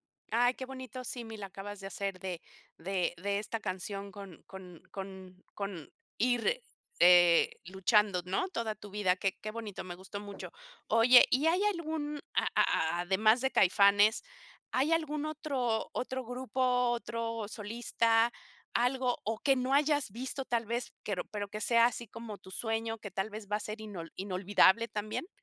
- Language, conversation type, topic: Spanish, podcast, ¿Cuál fue el concierto más inolvidable que has vivido?
- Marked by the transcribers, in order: other background noise; tapping